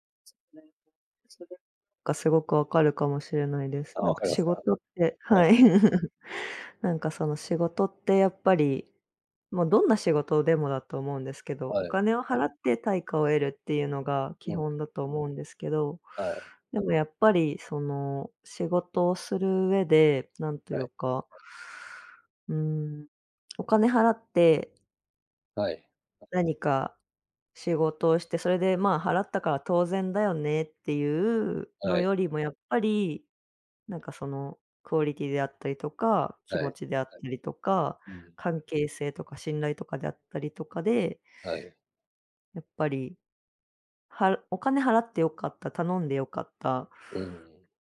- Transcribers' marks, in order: other background noise; chuckle; background speech
- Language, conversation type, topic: Japanese, unstructured, 仕事で一番嬉しかった経験は何ですか？
- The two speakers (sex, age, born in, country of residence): female, 30-34, Japan, Japan; male, 50-54, Japan, Japan